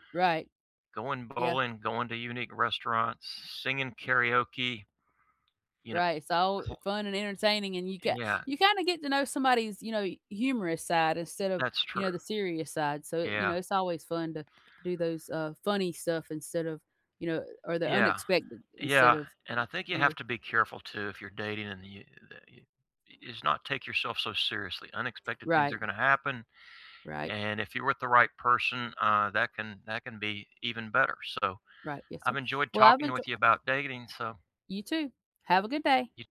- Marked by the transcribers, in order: other noise; unintelligible speech; tapping
- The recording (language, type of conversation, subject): English, unstructured, What is a funny or surprising date experience you’ve had?
- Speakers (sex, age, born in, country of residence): female, 45-49, United States, United States; male, 60-64, United States, United States